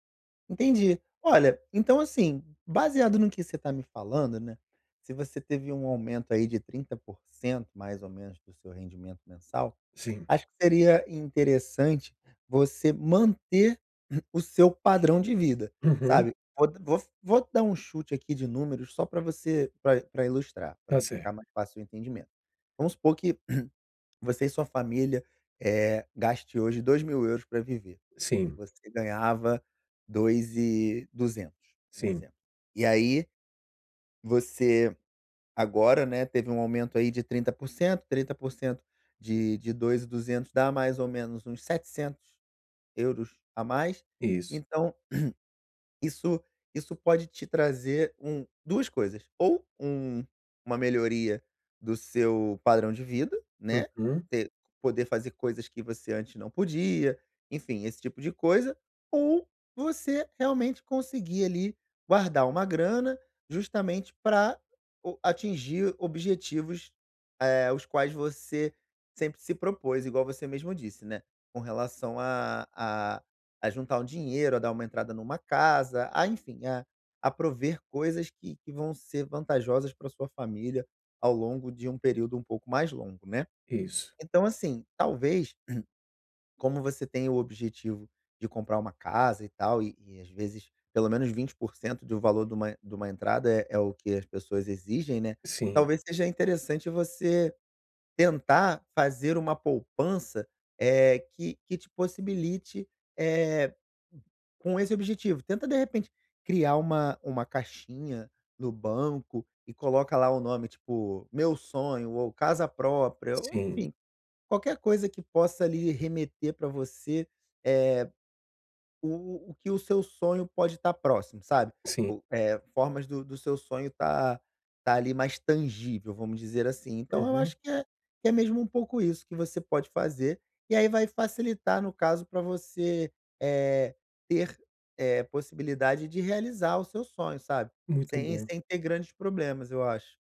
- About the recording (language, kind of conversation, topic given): Portuguese, advice, Como posso evitar que meus gastos aumentem quando eu receber um aumento salarial?
- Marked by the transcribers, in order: throat clearing; throat clearing; throat clearing; throat clearing